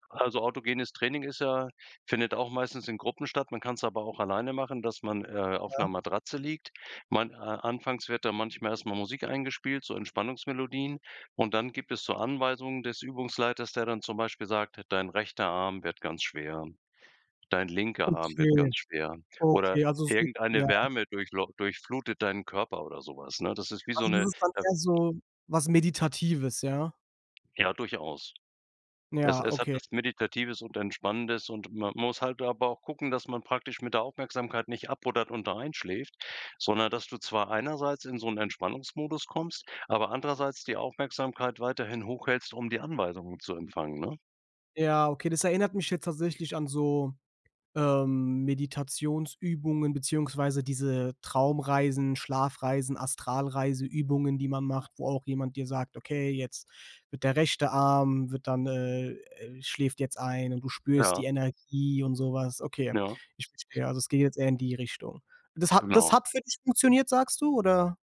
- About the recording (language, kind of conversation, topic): German, podcast, Wie gehst du mit Stress im Alltag um?
- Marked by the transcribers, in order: other background noise; unintelligible speech